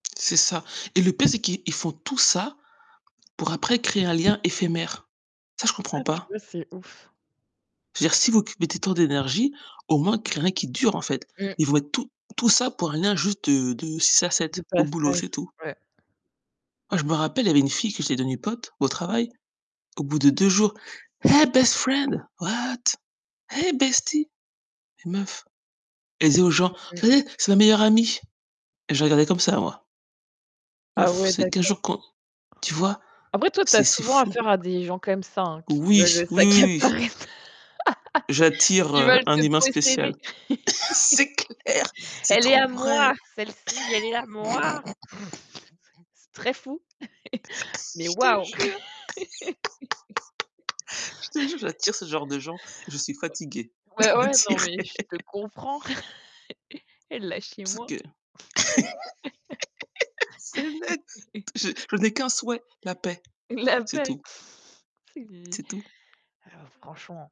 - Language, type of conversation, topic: French, unstructured, Comment parlez-vous de vos émotions avec les autres ?
- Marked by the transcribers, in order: tapping; stressed: "dure"; distorted speech; other background noise; in English: "Hey best friend ! What ? Hey bestie !"; laugh; laughing while speaking: "C'est clair"; laugh; put-on voice: "elle est à moi"; laugh; laughing while speaking: "Je te jure"; laugh; chuckle; laughing while speaking: "de l'attirer"; laugh; laughing while speaking: "c'est net"; laugh; laughing while speaking: "L'apex"; chuckle